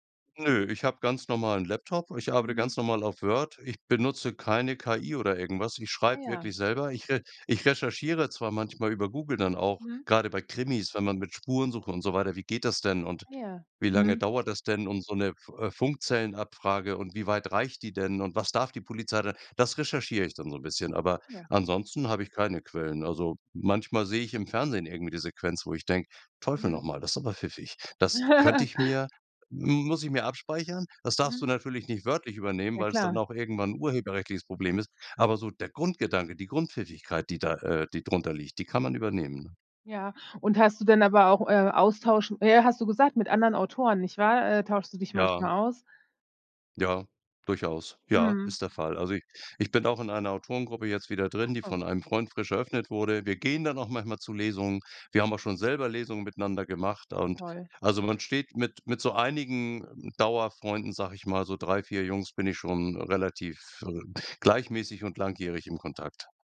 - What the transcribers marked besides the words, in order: laugh
- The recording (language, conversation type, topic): German, podcast, Wie entwickelst du kreative Gewohnheiten im Alltag?